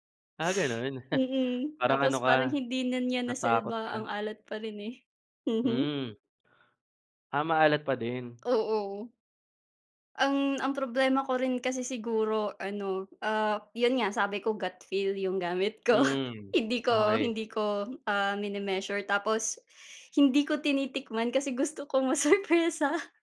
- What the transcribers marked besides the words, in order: chuckle; other background noise
- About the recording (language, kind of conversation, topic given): Filipino, unstructured, Ano ang pinakamahalagang dapat tandaan kapag nagluluto?